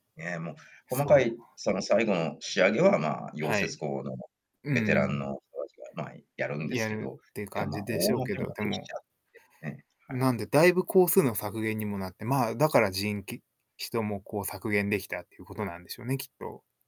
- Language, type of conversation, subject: Japanese, unstructured, 科学は私たちの生活をどのように変えてきたと思いますか？
- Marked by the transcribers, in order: tapping; distorted speech